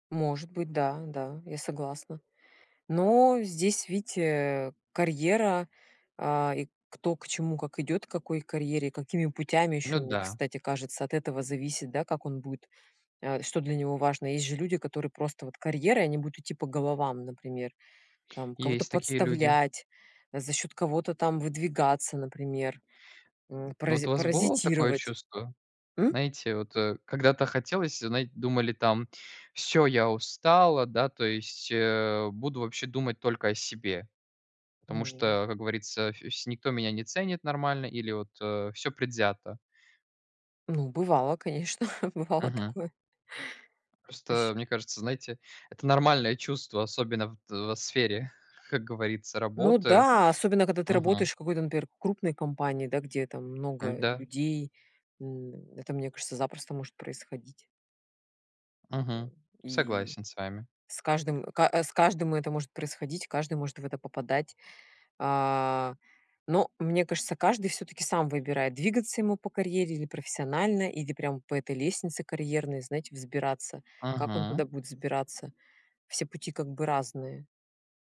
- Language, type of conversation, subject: Russian, unstructured, Что для тебя значит успех в карьере?
- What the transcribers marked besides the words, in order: chuckle; laughing while speaking: "Бывало такое"; tapping; chuckle